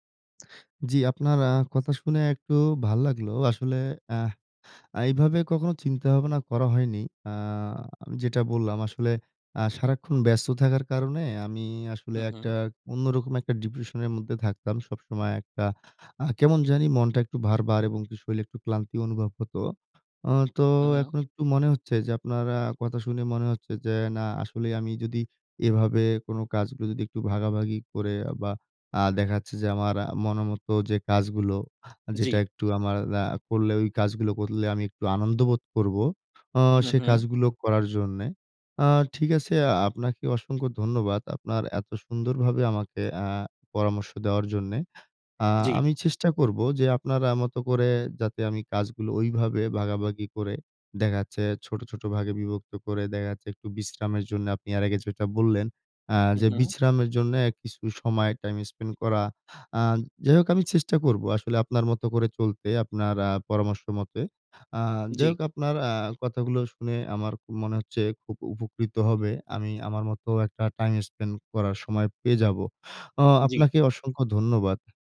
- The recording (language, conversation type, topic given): Bengali, advice, ছুটির দিনে আমি বিশ্রাম নিতে পারি না, সব সময় ব্যস্ত থাকি কেন?
- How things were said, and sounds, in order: "শরীর" said as "শরীল"